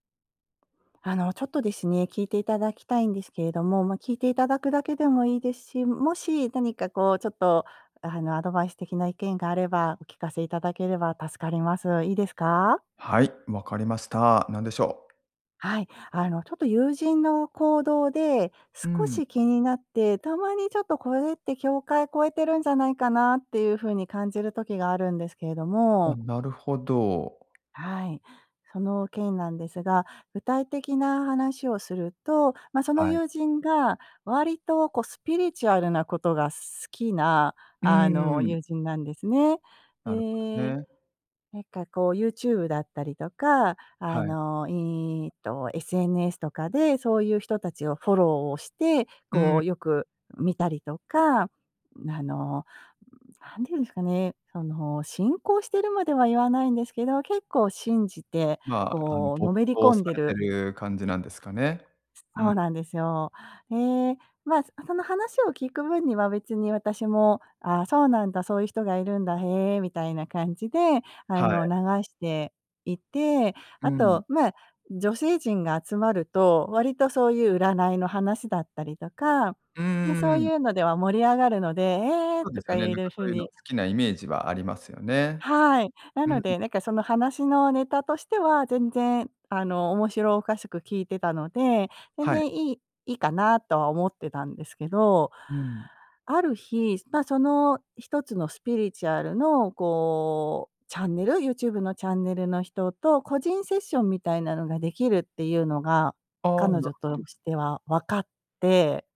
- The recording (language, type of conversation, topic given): Japanese, advice, 友人の行動が個人的な境界を越えていると感じたとき、どうすればよいですか？
- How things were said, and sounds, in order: other noise